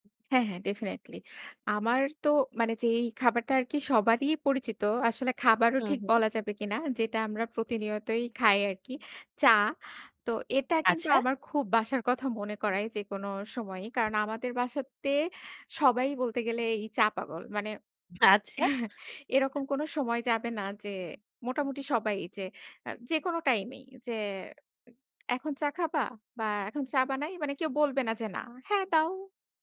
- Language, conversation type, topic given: Bengali, podcast, কোনো খাবার কি কখনো তোমাকে বাড়ি বা কোনো বিশেষ স্মৃতির কথা মনে করিয়ে দেয়?
- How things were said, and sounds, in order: tapping; other background noise; chuckle